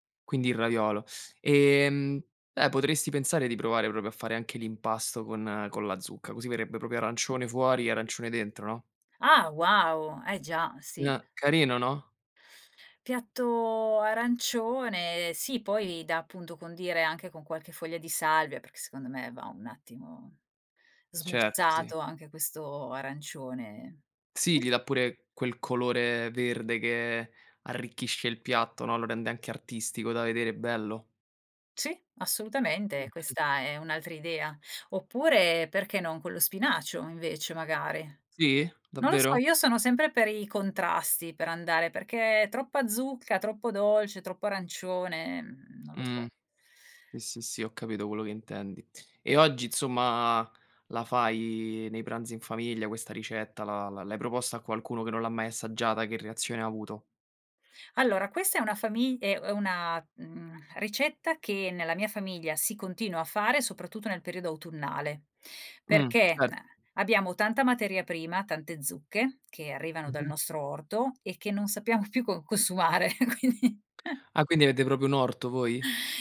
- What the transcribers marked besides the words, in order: "proprio" said as "propio"; "proprio" said as "propio"; tapping; laughing while speaking: "consumare quindi"; chuckle; "proprio" said as "propio"
- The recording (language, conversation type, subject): Italian, podcast, C’è una ricetta che racconta la storia della vostra famiglia?